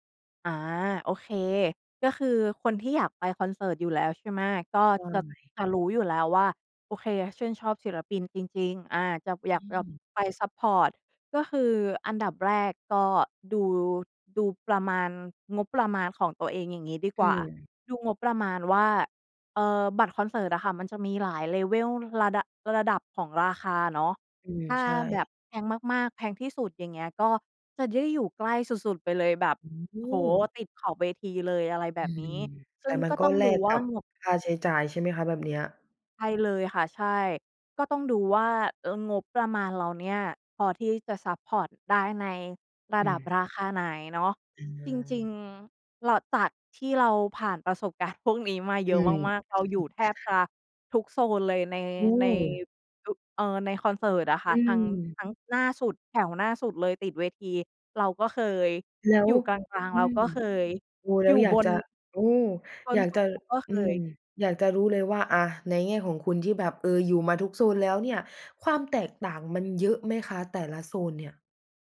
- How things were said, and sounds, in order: in English: "Level"; other background noise; tapping
- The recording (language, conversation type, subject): Thai, podcast, ทำไมคนถึงชอบไปดูคอนเสิร์ตบอยแบนด์และเกิร์ลกรุ๊ป?